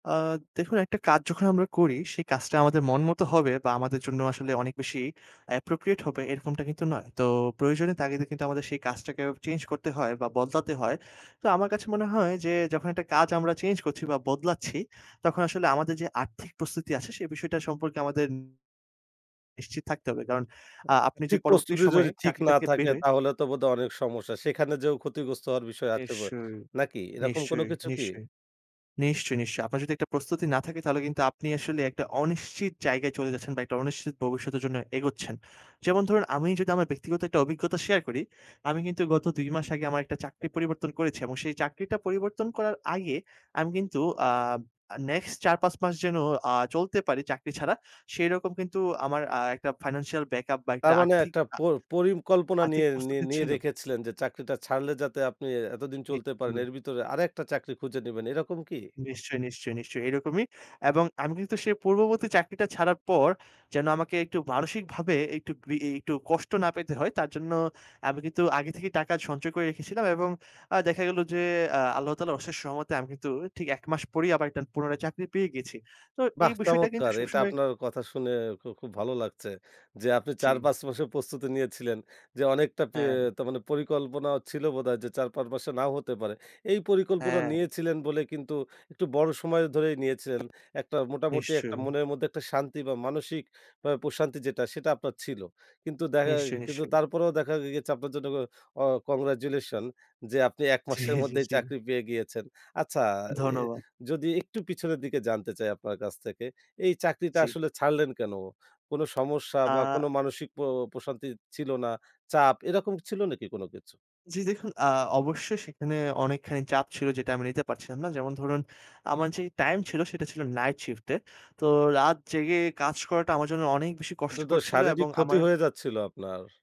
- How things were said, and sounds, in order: in English: "appropriate"; in English: "financial backup"; unintelligible speech; "ভিতরে" said as "বিতরে"; other background noise; "পুনরায়" said as "পুরানায়"; laughing while speaking: "জি, জি, জি"
- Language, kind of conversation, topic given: Bengali, podcast, কাজ বদলানোর সময় আপনার আর্থিক প্রস্তুতি কেমন থাকে?